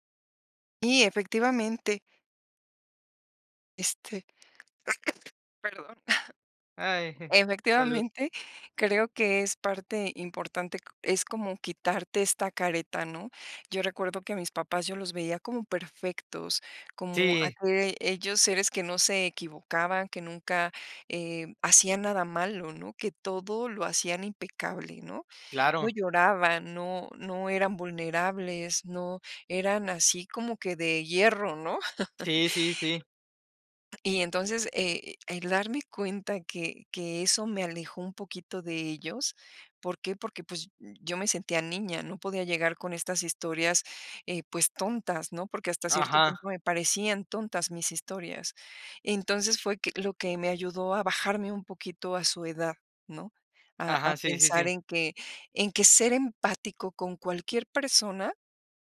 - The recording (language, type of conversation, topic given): Spanish, podcast, ¿Qué tipo de historias te ayudan a conectar con la gente?
- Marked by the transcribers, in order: sneeze; cough; laugh